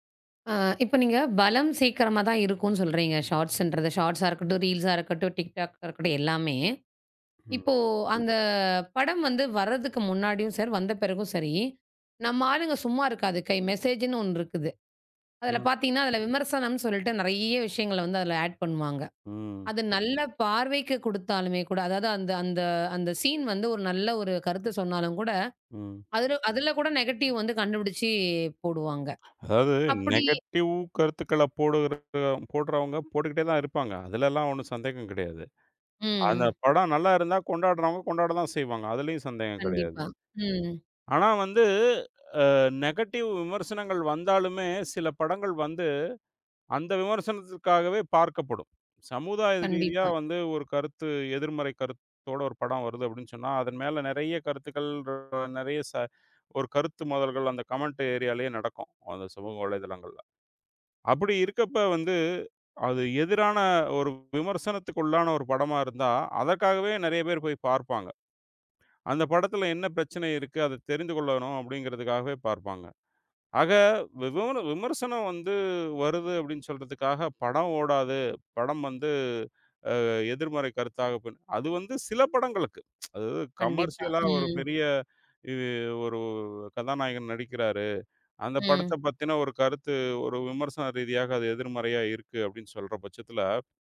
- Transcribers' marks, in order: in English: "ஷார்ட்ஷ்ன்றது. ஷார்ட்ஷ்ஷா"; in English: "ரீல்ஷ்ஷா"; in English: "மெசேஜ்ன்னு"; in English: "ஆட்"; in English: "சீன்"; in English: "நெகட்டிவ்"; in English: "நெகடிவ்"; drawn out: "ம்"; in English: "நெகடிவ்"; tapping; other background noise; in English: "கமெண்ட் ஏரியாலயே"; "ஆக" said as "அக"; other noise; in English: "கமெர்சியல்லா"
- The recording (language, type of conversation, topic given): Tamil, podcast, குறுந்தொகுப்பு காணொளிகள் சினிமா பார்வையை பாதித்ததா?